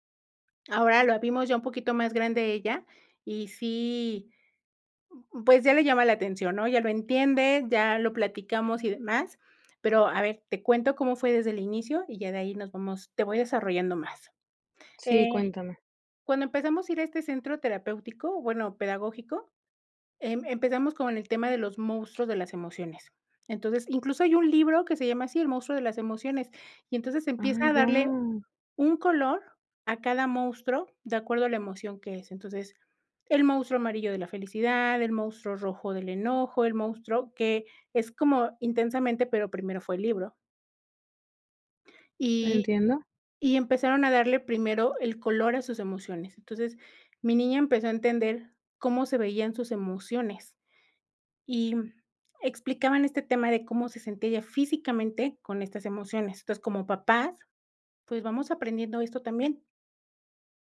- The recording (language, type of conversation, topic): Spanish, podcast, ¿Cómo conviertes una emoción en algo tangible?
- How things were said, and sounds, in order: none